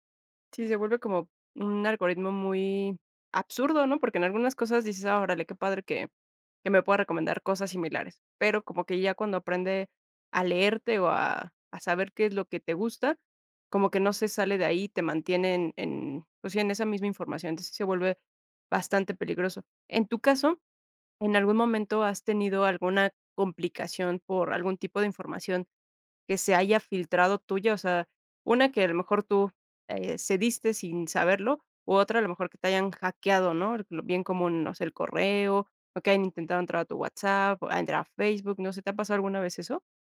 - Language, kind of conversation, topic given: Spanish, podcast, ¿Qué te preocupa más de tu privacidad con tanta tecnología alrededor?
- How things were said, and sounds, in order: none